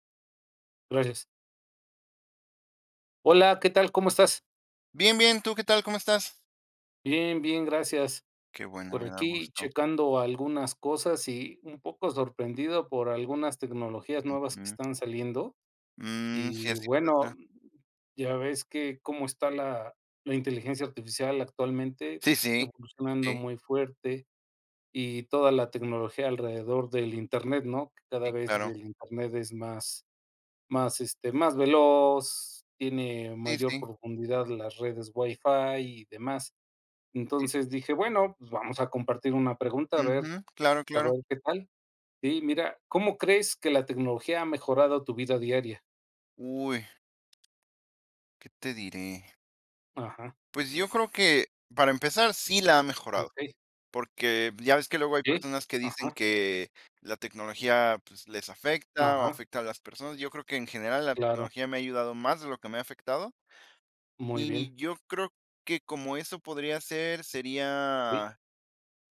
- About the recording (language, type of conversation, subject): Spanish, unstructured, ¿Cómo crees que la tecnología ha mejorado tu vida diaria?
- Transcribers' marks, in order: other background noise; tapping